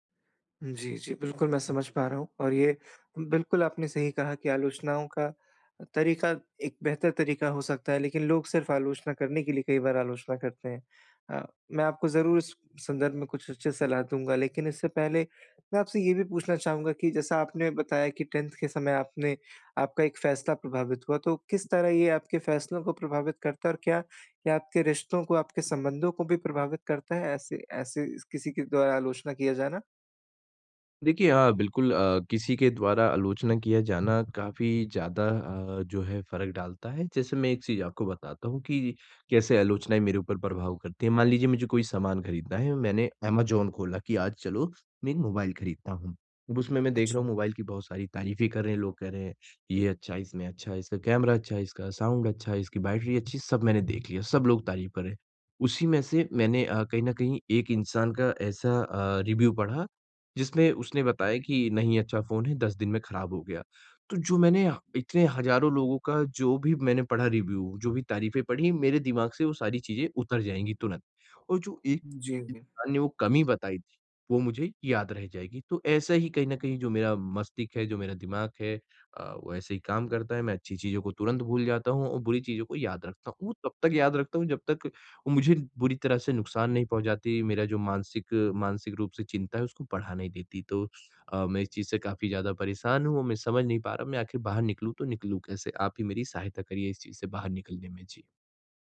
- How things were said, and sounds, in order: in English: "टेंथ"; sniff; in English: "साउंड"; in English: "रिव्यू"; in English: "रिव्यू"; "मस्तिष्क" said as "मस्तिक"
- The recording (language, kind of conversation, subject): Hindi, advice, आप बाहरी आलोचना के डर को कैसे प्रबंधित कर सकते हैं?